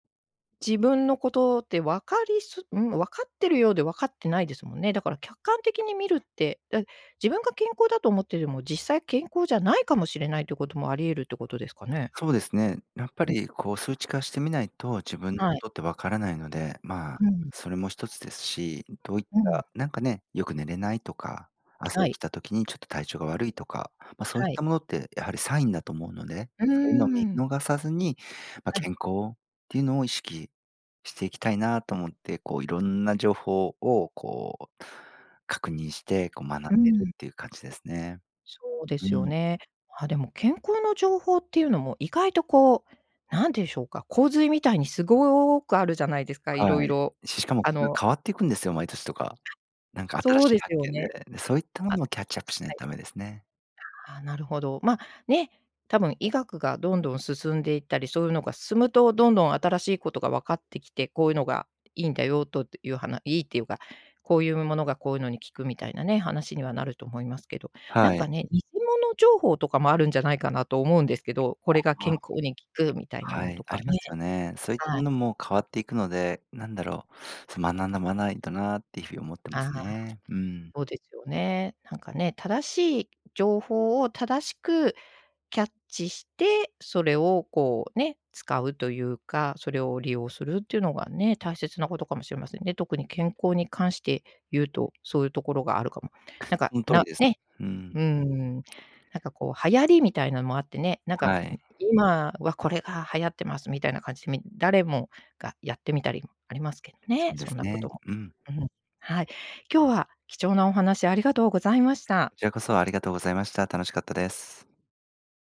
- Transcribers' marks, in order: other noise; in English: "キャッチアップ"; "学ばないと" said as "まななまないと"; tapping
- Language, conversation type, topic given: Japanese, podcast, これから学んでみたいことは何ですか？